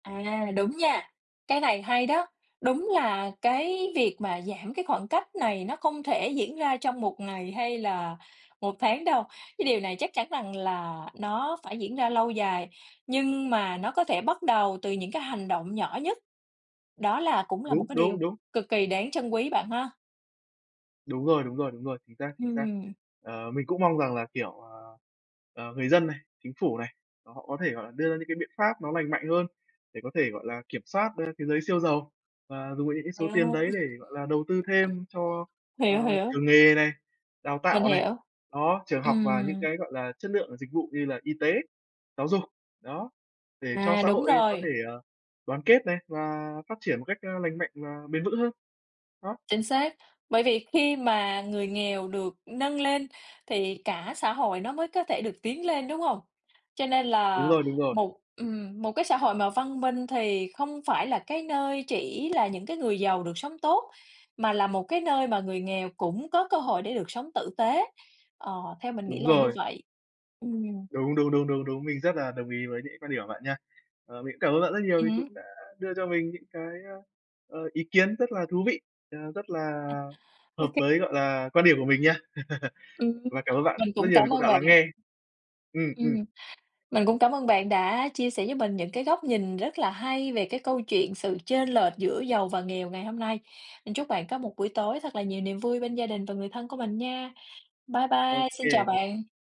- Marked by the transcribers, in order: other background noise; tapping; cough; other noise; laugh
- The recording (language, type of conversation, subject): Vietnamese, unstructured, Bạn cảm thấy thế nào khi thấy khoảng cách giàu nghèo ngày càng lớn?
- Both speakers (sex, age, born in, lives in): female, 35-39, Vietnam, Vietnam; male, 20-24, Vietnam, Vietnam